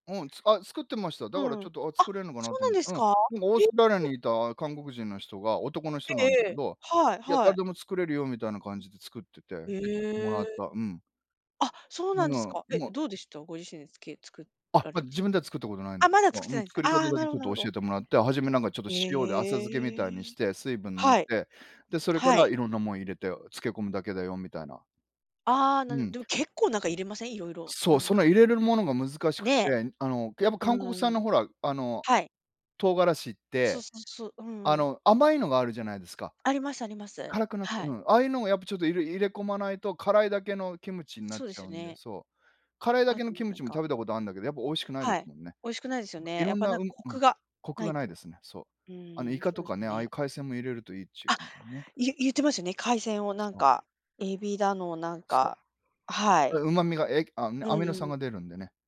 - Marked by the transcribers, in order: tapping; other background noise
- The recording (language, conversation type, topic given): Japanese, unstructured, 家でよく作る料理は何ですか？